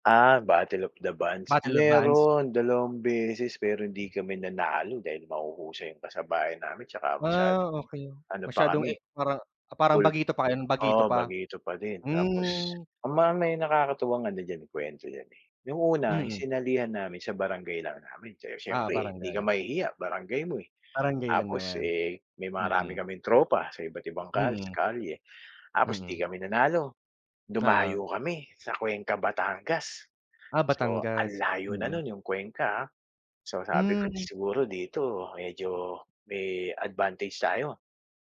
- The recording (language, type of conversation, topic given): Filipino, unstructured, May alaala ka ba na nauugnay sa isang kanta o awitin?
- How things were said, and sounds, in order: sniff